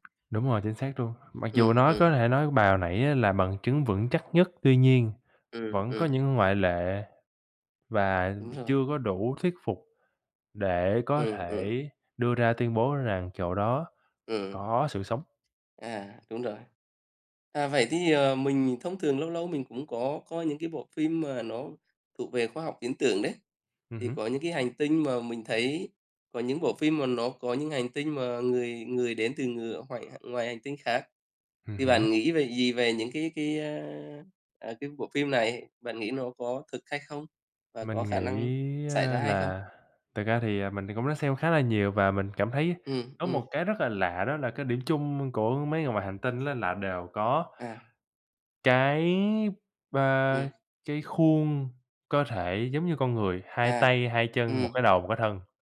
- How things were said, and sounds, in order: tapping; drawn out: "nghĩ"; other background noise
- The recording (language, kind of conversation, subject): Vietnamese, unstructured, Bạn có ngạc nhiên khi nghe về những khám phá khoa học liên quan đến vũ trụ không?